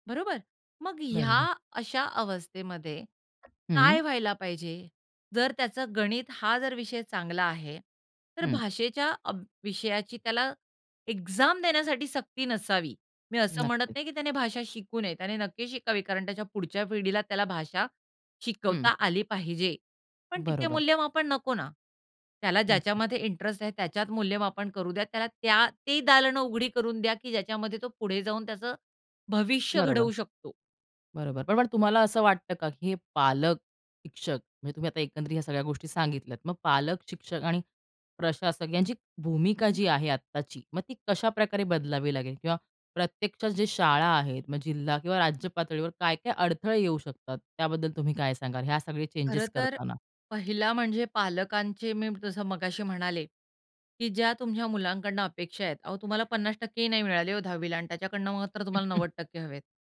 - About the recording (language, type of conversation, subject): Marathi, podcast, शाळेतील मूल्यमापन फक्त गुणांवरच आधारित असावे असे तुम्हाला वाटत नाही का?
- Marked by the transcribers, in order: other background noise; in English: "एक्झाम"; in English: "चेंजेस"; chuckle